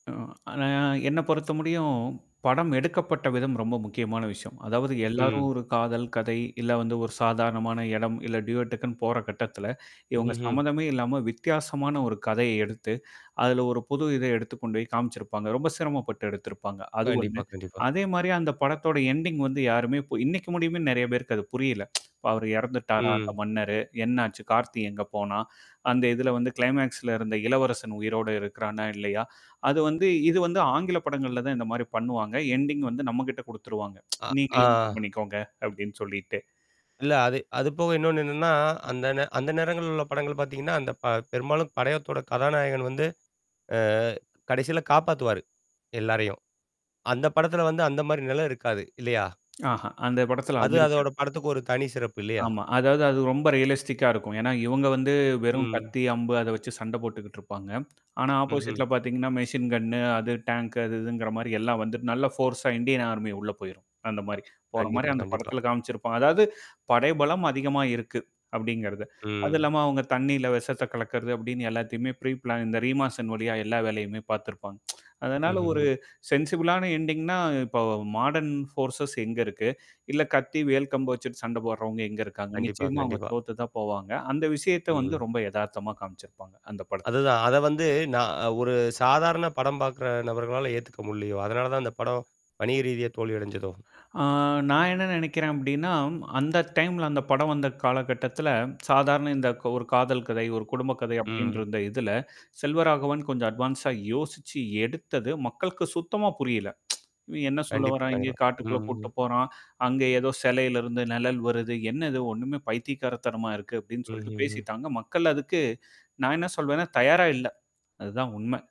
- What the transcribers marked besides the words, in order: other background noise; drawn out: "ம்"; drawn out: "ம்"; in English: "கிளைமாக்ஸ்ல"; in English: "எண்டிங்"; drawn out: "ஆ"; other noise; drawn out: "என்னன்னா"; mechanical hum; drawn out: "அ"; in English: "ரியலிஸ்டிக்கா"; drawn out: "ம்"; in English: "ஆப்போசிட்ல"; in English: "மெஷின் கண்"; in English: "டேங்க்"; in English: "ஃபோர்ஸா"; drawn out: "ம்"; in English: "ப்ரீப்ளான்"; tsk; in English: "சென்சிபிலான எண்டிங்ன்னா"; in English: "மாடர்ன்ஃபோர்சஸ்"; drawn out: "ம்"; drawn out: "வந்து"; drawn out: "ஆ"; in English: "டைம்ல"; drawn out: "ம்"; in English: "அட்வான்ஸா"; tsk
- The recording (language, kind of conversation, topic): Tamil, podcast, ஏன் சில திரைப்படங்கள் காலப்போக்கில் ரசிகர் வழிபாட்டுப் படங்களாக மாறுகின்றன?
- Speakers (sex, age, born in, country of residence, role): male, 35-39, India, India, guest; male, 40-44, India, India, host